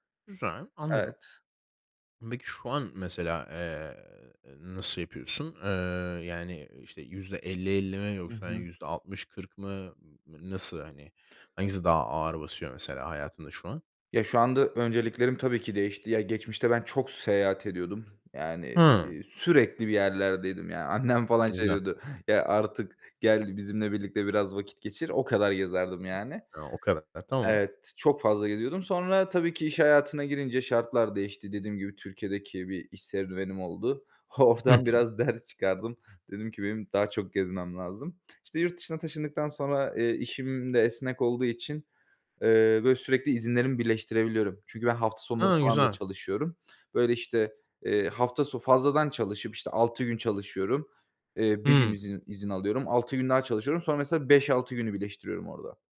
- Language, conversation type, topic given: Turkish, podcast, Hobi ve iş hayatı arasında dengeyi nasıl kuruyorsun?
- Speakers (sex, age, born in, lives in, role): male, 25-29, Turkey, Bulgaria, guest; male, 25-29, Turkey, Spain, host
- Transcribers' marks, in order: other noise; laughing while speaking: "Oradan biraz ders çıkardım"